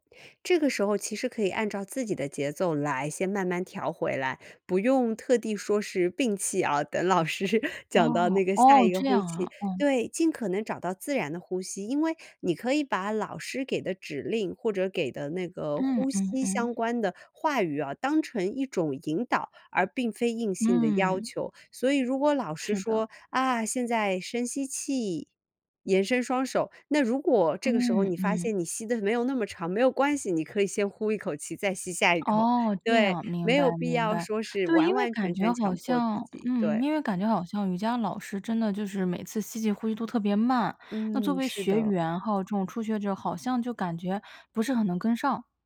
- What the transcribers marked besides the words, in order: laughing while speaking: "摒气啊，等老师"
- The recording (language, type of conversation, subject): Chinese, podcast, 你如何用呼吸来跟身体沟通？